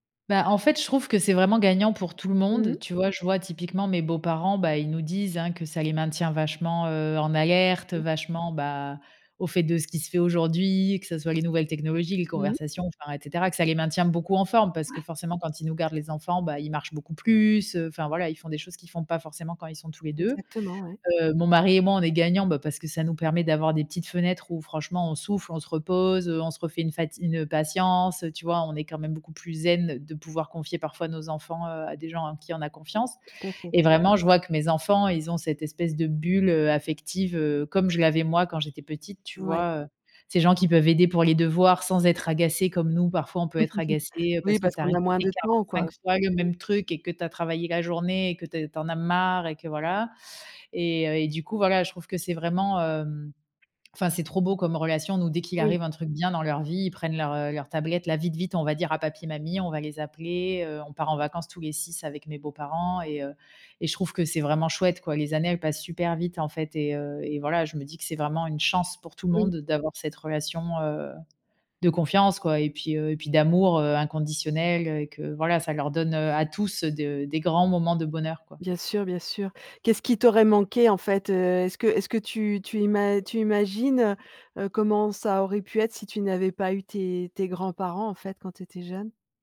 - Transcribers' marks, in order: tapping; chuckle; stressed: "grands"
- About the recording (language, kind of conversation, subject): French, podcast, Quelle place tenaient les grands-parents dans ton quotidien ?